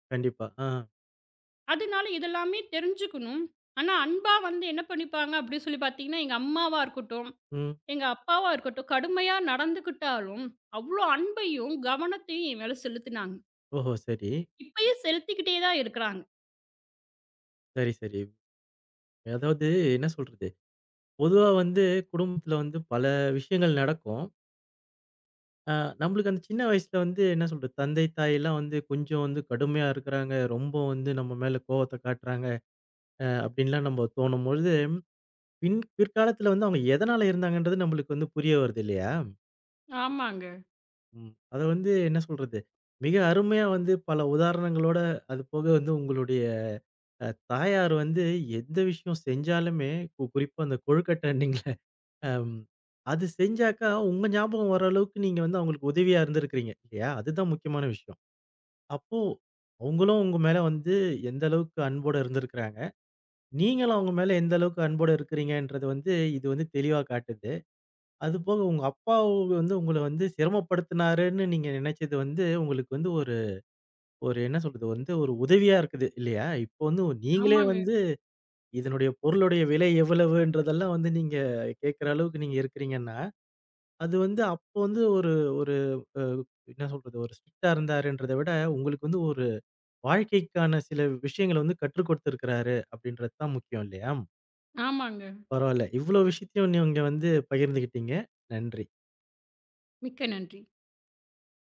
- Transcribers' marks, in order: laughing while speaking: "கொழுக்கட்டணீங்கள்ல"; in English: "ஸ்ட்ரிக்டா"
- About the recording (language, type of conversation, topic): Tamil, podcast, குடும்பத்தினர் அன்பையும் கவனத்தையும் எவ்வாறு வெளிப்படுத்துகிறார்கள்?